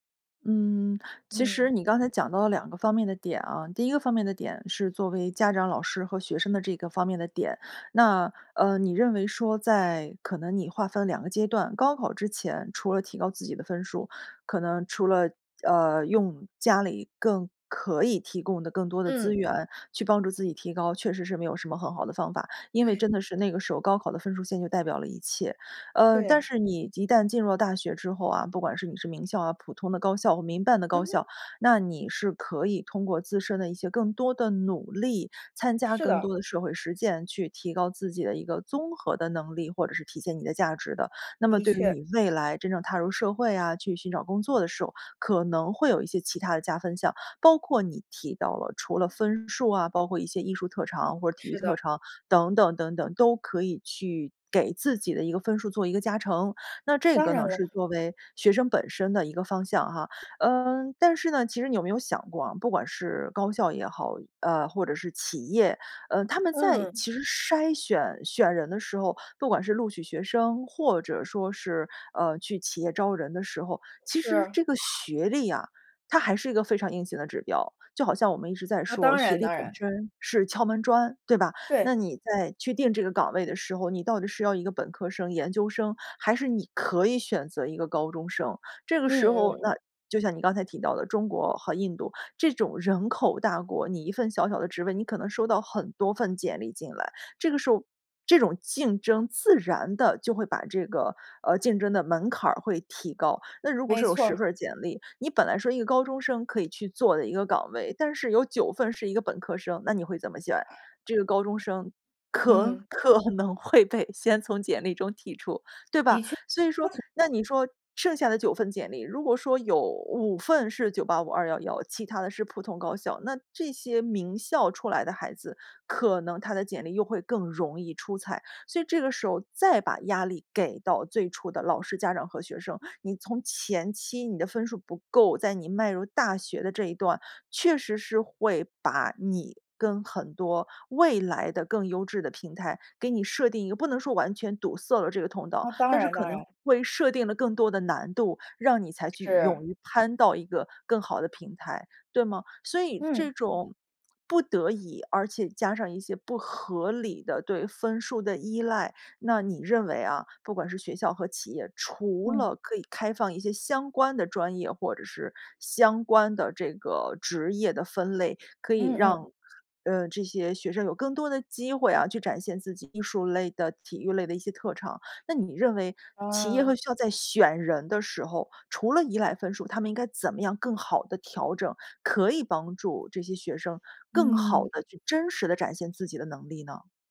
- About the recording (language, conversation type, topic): Chinese, podcast, 你觉得分数能代表能力吗？
- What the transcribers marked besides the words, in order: tapping; other background noise; unintelligible speech; laughing while speaking: "可能会被"